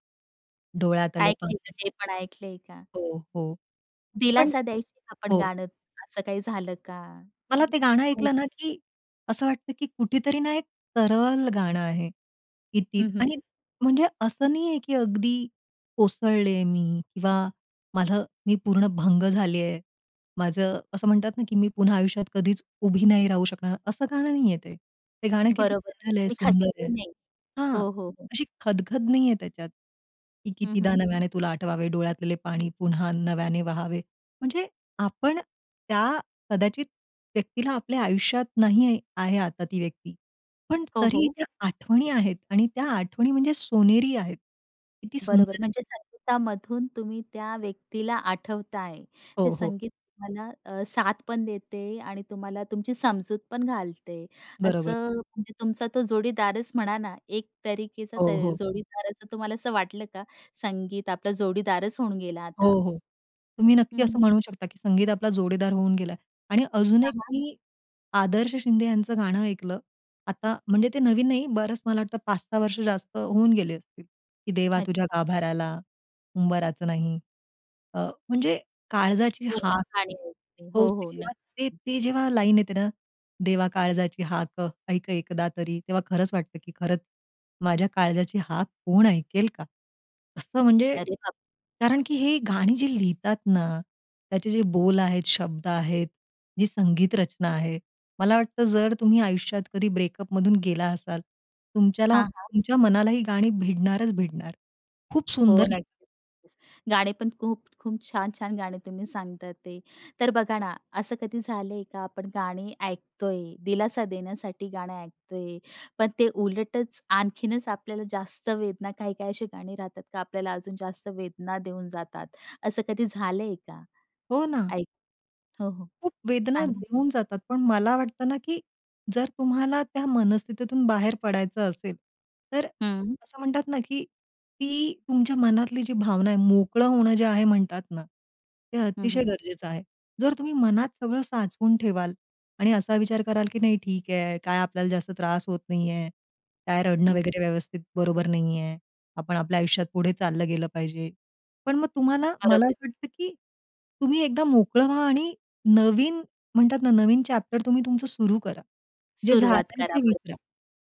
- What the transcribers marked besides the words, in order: other noise; tapping; unintelligible speech; in English: "चॅप्टर"
- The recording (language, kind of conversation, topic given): Marathi, podcast, ब्रेकअपनंतर संगीत ऐकण्याच्या तुमच्या सवयींमध्ये किती आणि कसा बदल झाला?